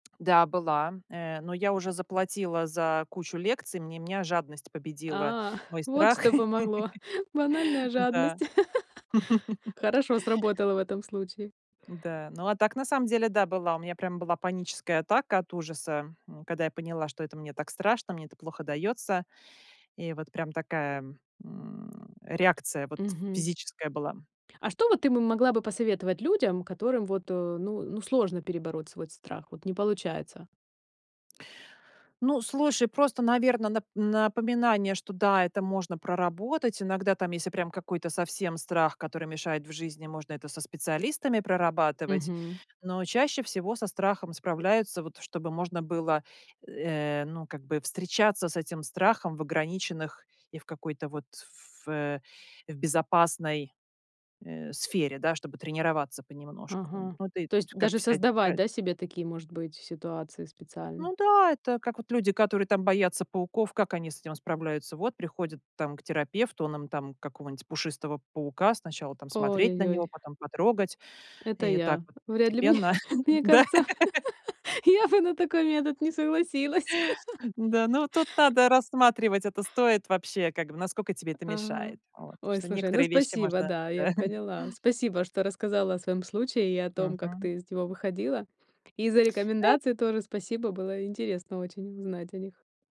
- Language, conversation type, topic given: Russian, podcast, Расскажи про случай, когда пришлось перебороть страх?
- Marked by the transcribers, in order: tapping; chuckle; laugh; other background noise; laughing while speaking: "я бы на такой метод не согласилась"; laugh; chuckle